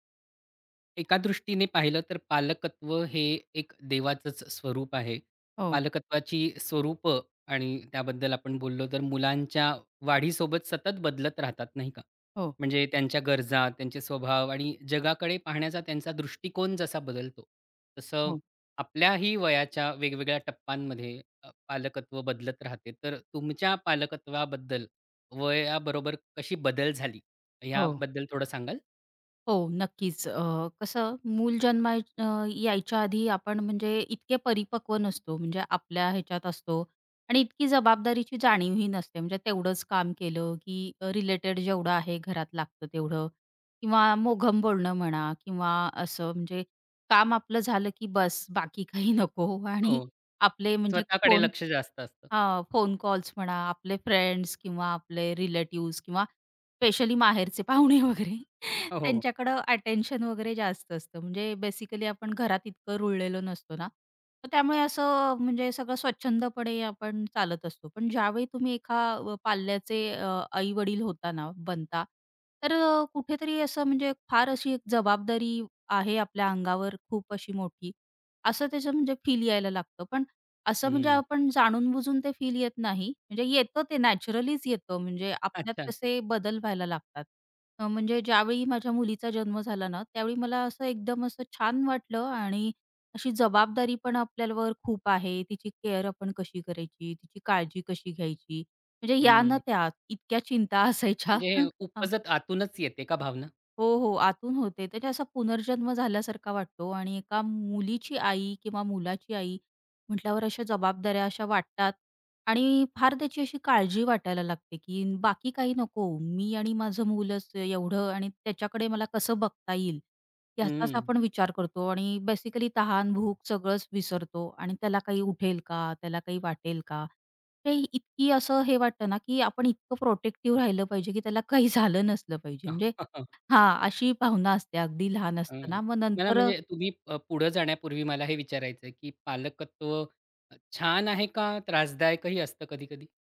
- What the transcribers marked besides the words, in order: other background noise; laughing while speaking: "बाकी काही नको. आणि"; in English: "रिलेटिव्हज"; laughing while speaking: "पाहुणे वगैरे"; in English: "बेसिकली"; tapping; laughing while speaking: "इतक्या चिंता असायच्या"; in English: "बेसिकली"; laughing while speaking: "काही झालं नसलं पाहिजे"; chuckle
- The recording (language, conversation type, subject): Marathi, podcast, वयाच्या वेगवेगळ्या टप्प्यांमध्ये पालकत्व कसे बदलते?